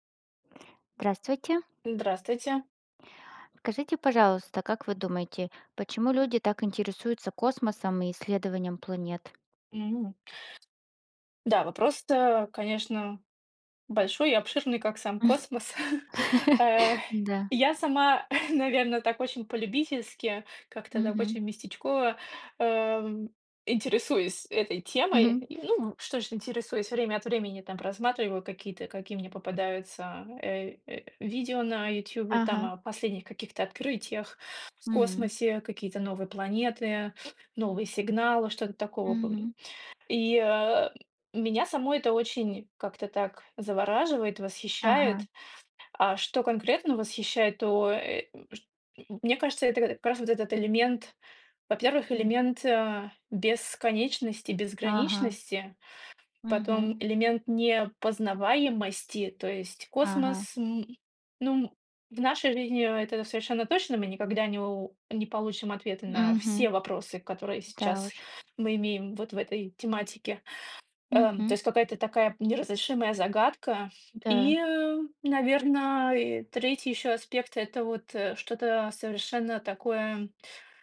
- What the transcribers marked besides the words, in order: tapping; chuckle; laugh; chuckle; other background noise
- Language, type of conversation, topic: Russian, unstructured, Почему людей интересуют космос и исследования планет?
- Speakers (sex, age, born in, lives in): female, 40-44, Russia, Germany; female, 40-44, Russia, Germany